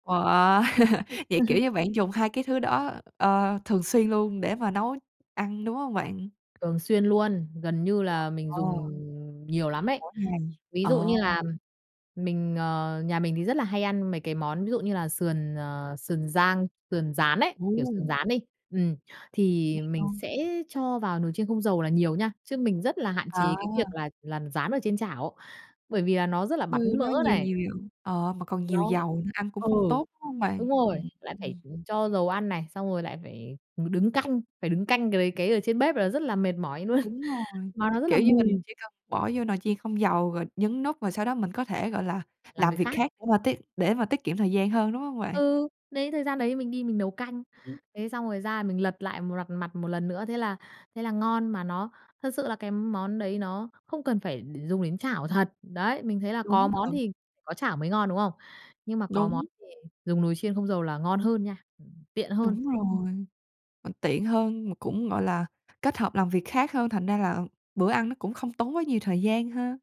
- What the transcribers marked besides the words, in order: laugh; chuckle; tapping; other background noise; unintelligible speech; laughing while speaking: "luôn"
- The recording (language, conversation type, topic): Vietnamese, podcast, Bạn làm thế nào để chuẩn bị một bữa ăn vừa nhanh vừa lành mạnh?